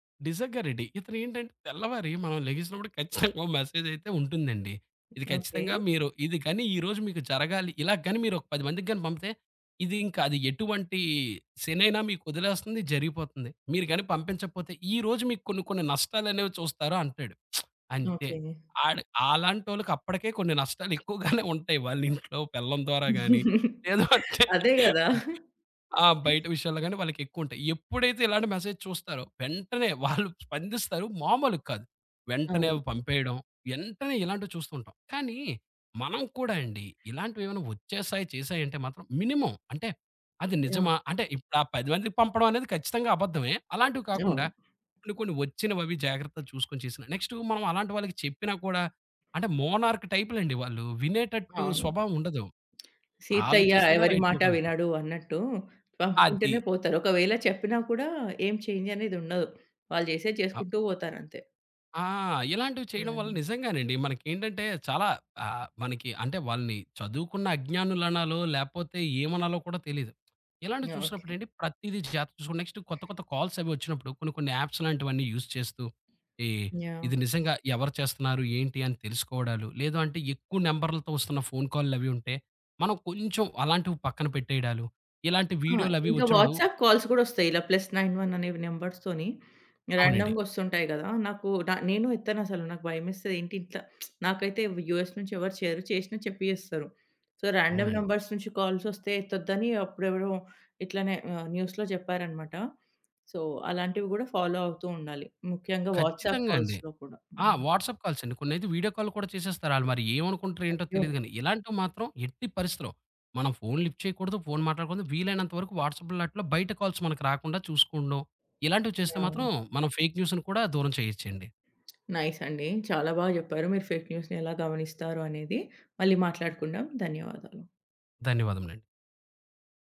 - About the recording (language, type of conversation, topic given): Telugu, podcast, ఫేక్ న్యూస్‌ను మీరు ఎలా గుర్తించి, ఎలా స్పందిస్తారు?
- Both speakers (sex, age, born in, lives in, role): female, 30-34, India, India, host; male, 30-34, India, India, guest
- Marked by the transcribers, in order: chuckle; in English: "మెసేజ్"; lip smack; laughing while speaking: "నష్టాలెక్కువగానే ఉంటాయి. వాళ్ళ ఇంట్లో"; giggle; laughing while speaking: "లేదు అంటే"; chuckle; in English: "మెసేజ్"; chuckle; in English: "మినిమమ్"; other background noise; in English: "మోనార్క్"; tapping; in English: "రైట్"; in English: "చేంజ్"; in English: "నెక్స్ట్"; in English: "కాల్స్"; in English: "యాప్స్"; in English: "యూజ్"; in English: "నంబర్‌లతో"; in English: "ఫోన్‌కాల్‌లవి"; in English: "వాట్సాప్ కాల్స్"; in English: "ప్లస్ నైన్ వన్"; in English: "నంబర్స్‌తోని"; lip smack; in English: "యూఎస్"; in English: "సో, రాండమ్ నంబర్స్"; in English: "న్యూస్‌లో"; in English: "సో"; in English: "ఫాలో"; in English: "వాట్సాప్ కాల్స్‌లో"; in English: "వాట్సాప్ కాల్స్"; in English: "వీడియో"; in English: "లిఫ్ట్"; in English: "వాట్సాప్‌లో"; in English: "కాల్స్"; in English: "ఫేక్ న్యూస్‌ని"; in English: "నైస్"; in English: "ఫేక్"